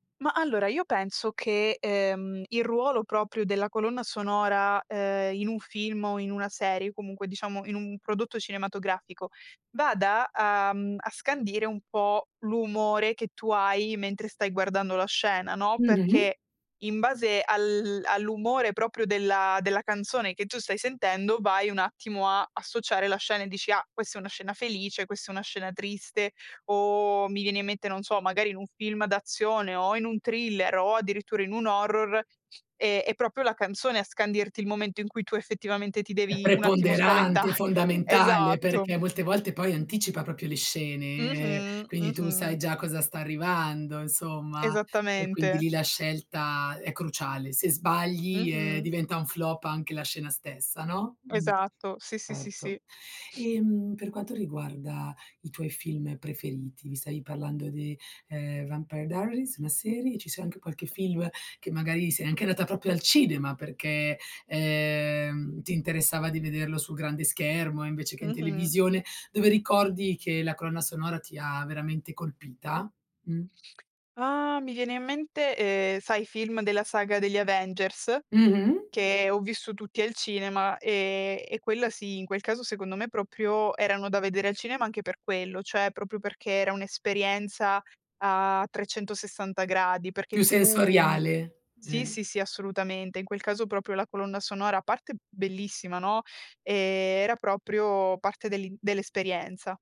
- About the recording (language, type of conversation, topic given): Italian, podcast, Che ruolo ha la colonna sonora nei tuoi film preferiti?
- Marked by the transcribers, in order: laughing while speaking: "spaventa"; "proprio" said as "propio"; other background noise; sniff; "proprio" said as "propio"; "cioè" said as "ceh"; "proprio" said as "propio"